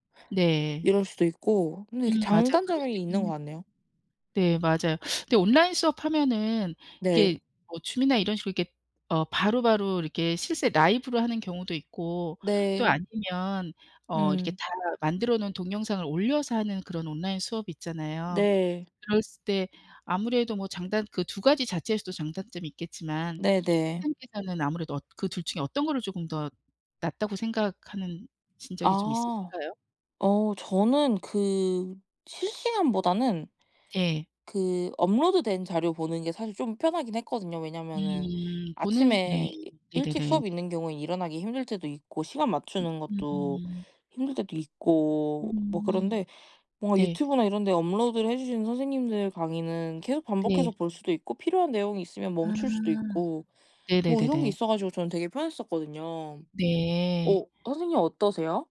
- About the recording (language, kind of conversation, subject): Korean, unstructured, 온라인 수업이 대면 수업과 어떤 점에서 다르다고 생각하나요?
- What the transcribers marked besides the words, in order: other background noise; tapping; background speech